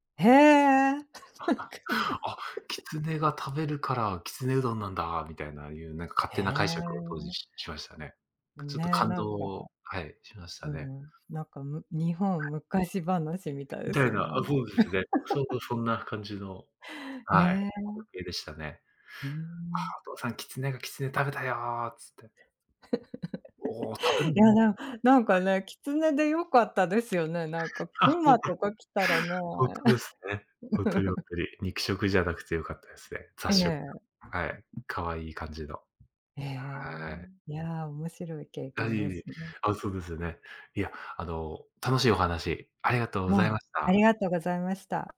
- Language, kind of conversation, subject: Japanese, unstructured, 昔の家族旅行で特に楽しかった場所はどこですか？
- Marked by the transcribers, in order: surprised: "へえ"; chuckle; chuckle; sniff; other background noise; chuckle; unintelligible speech; chuckle; chuckle; laughing while speaking: "あ ほんとですね。ほんとに ほんとに"; unintelligible speech; chuckle; tapping